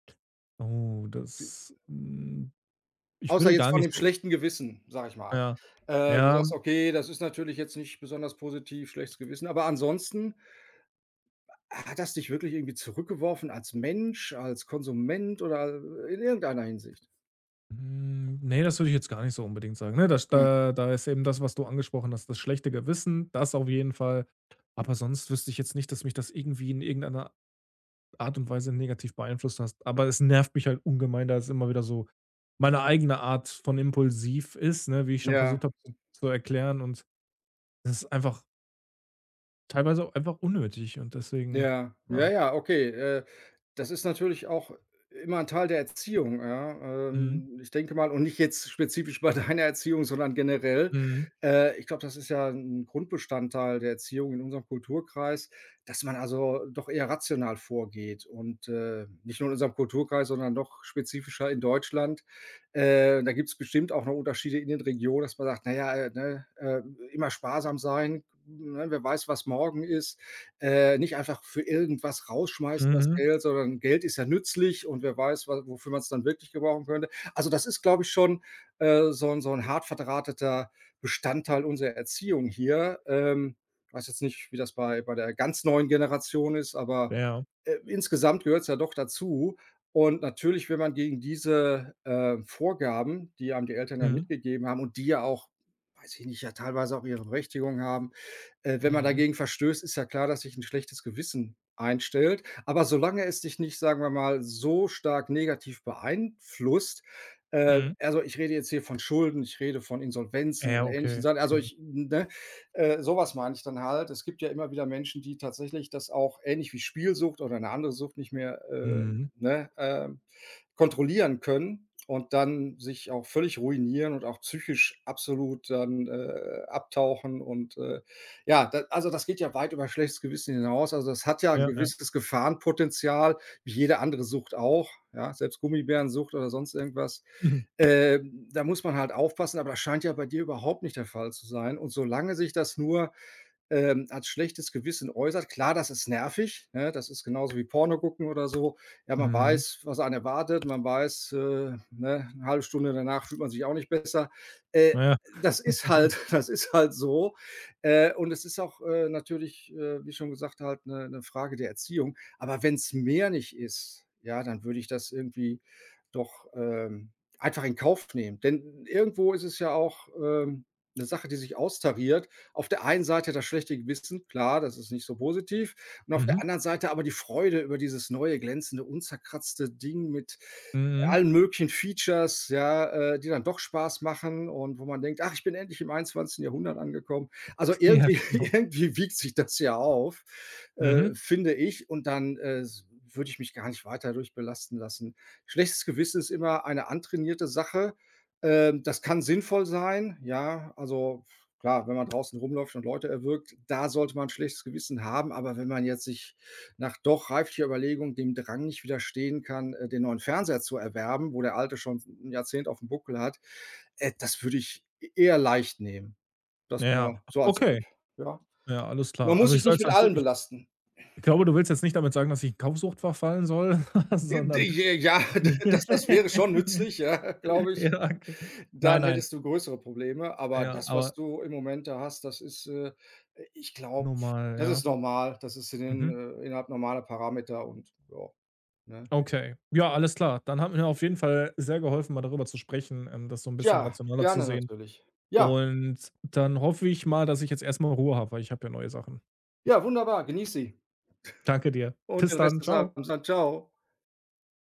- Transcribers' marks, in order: other background noise; laughing while speaking: "deiner"; chuckle; laughing while speaking: "halt"; stressed: "mehr"; laughing while speaking: "irgendwie irgendwie"; unintelligible speech; unintelligible speech; laughing while speaking: "Ja, das"; laughing while speaking: "ja"; chuckle; laugh; laughing while speaking: "ja, okay"; chuckle
- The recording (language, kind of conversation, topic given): German, advice, Wie gehst du mit deinem schlechten Gewissen nach impulsiven Einkäufen um?